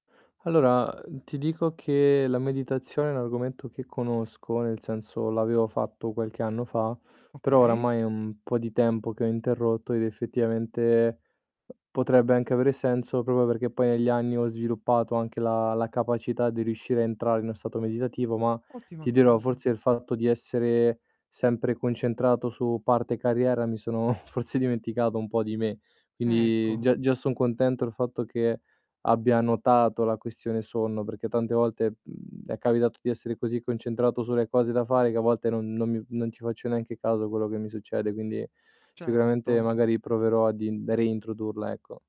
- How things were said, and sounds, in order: other background noise; "proprio" said as "propro"; chuckle; distorted speech
- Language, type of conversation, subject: Italian, advice, Perché mi sento stanco al risveglio anche dopo aver dormito?